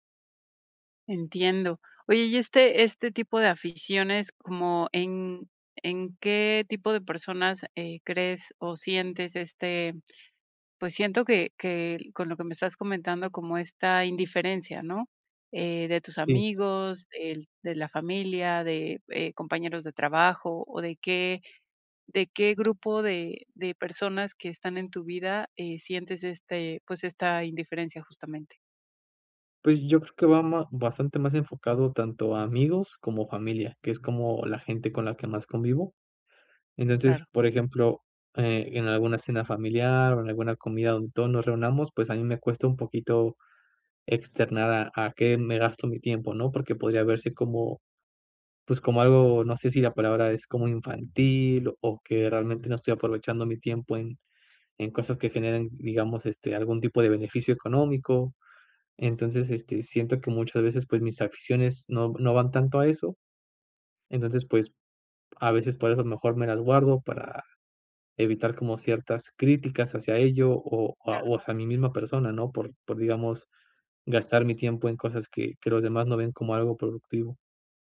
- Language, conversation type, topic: Spanish, advice, ¿Por qué ocultas tus aficiones por miedo al juicio de los demás?
- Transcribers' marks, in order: none